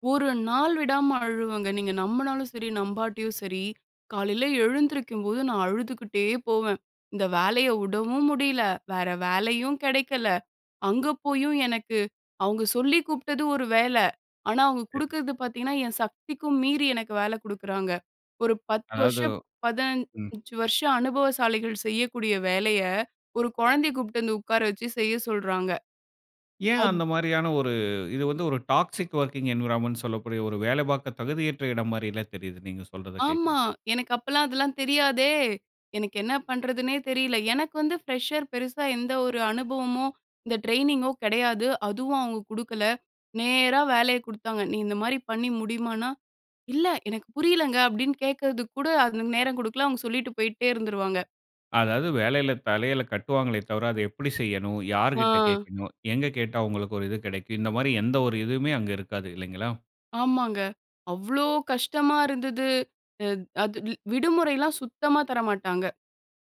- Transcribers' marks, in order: in English: "டாக்ஸிக் வொர்க்கிங் என்வைரான்மென்ட்ன்னு"; in English: "ஃப்ரெஷர்"; in English: "ட்ரெய்னிங்கோ"
- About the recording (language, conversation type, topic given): Tamil, podcast, உங்கள் முதல் வேலை அனுபவம் உங்கள் வாழ்க்கைக்கு இன்றும் எப்படி உதவுகிறது?